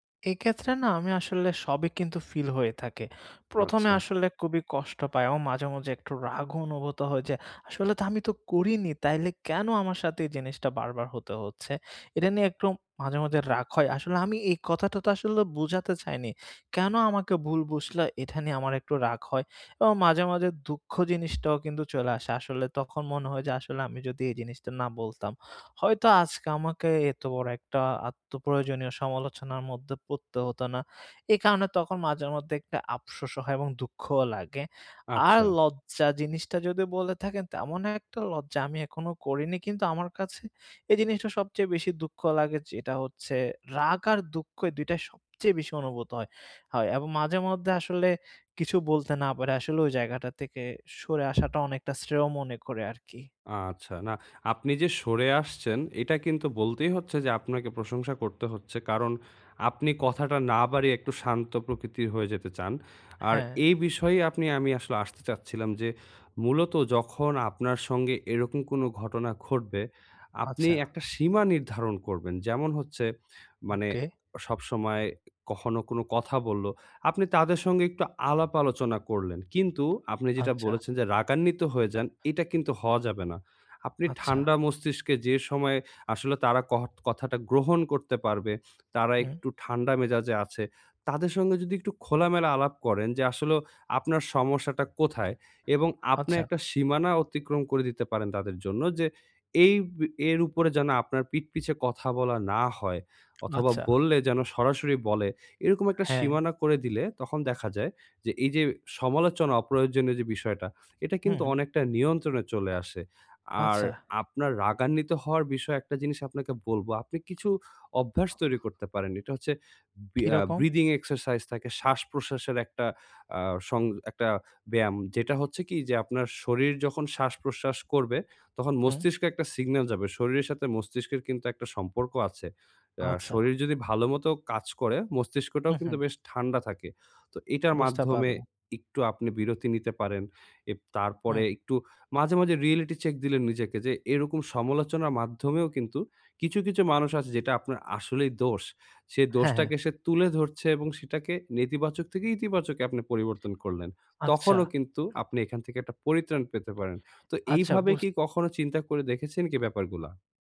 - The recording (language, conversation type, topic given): Bengali, advice, অপ্রয়োজনীয় সমালোচনার মুখে কীভাবে আত্মসম্মান বজায় রেখে নিজেকে রক্ষা করতে পারি?
- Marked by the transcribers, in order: other background noise; tapping